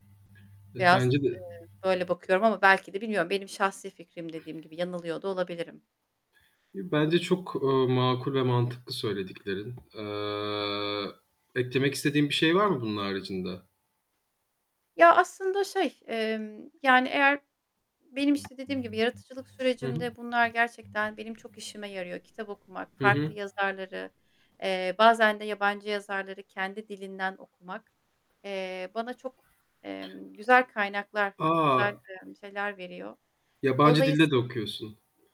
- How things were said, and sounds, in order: mechanical hum; distorted speech; other background noise; static; tapping
- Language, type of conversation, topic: Turkish, podcast, Yaratma sürecinde sana yalnızlık mı yoksa paylaşım mı daha verimli geliyor?